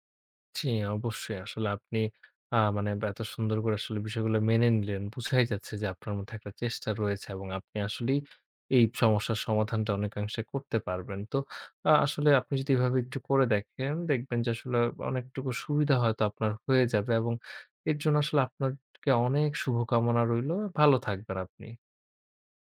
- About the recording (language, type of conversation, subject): Bengali, advice, চিনি বা অস্বাস্থ্যকর খাবারের প্রবল লালসা কমাতে না পারা
- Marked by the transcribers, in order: other background noise; tapping